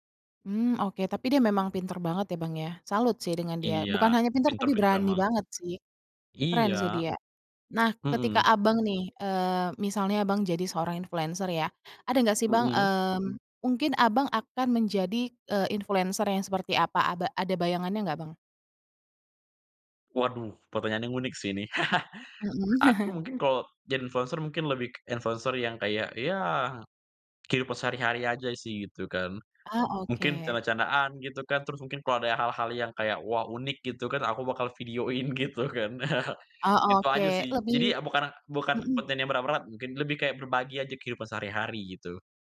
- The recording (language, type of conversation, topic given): Indonesian, podcast, Apa yang membuat seorang influencer menjadi populer menurutmu?
- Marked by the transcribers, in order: in English: "influencer"; other background noise; in English: "influencer"; laugh; chuckle; in English: "influencer"; in English: "influencer"; laughing while speaking: "videoin gitu kan"; chuckle